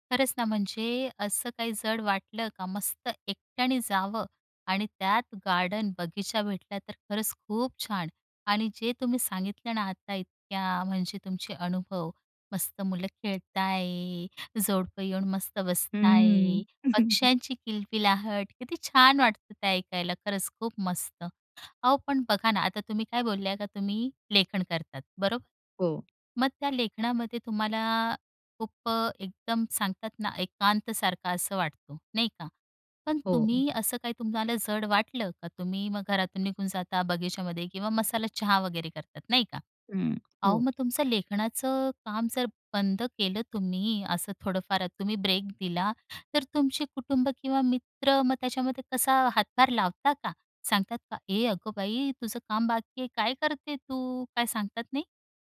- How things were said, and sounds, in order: chuckle; tapping
- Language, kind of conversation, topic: Marathi, podcast, तुम्हाला सगळं जड वाटत असताना तुम्ही स्वतःला प्रेरित कसं ठेवता?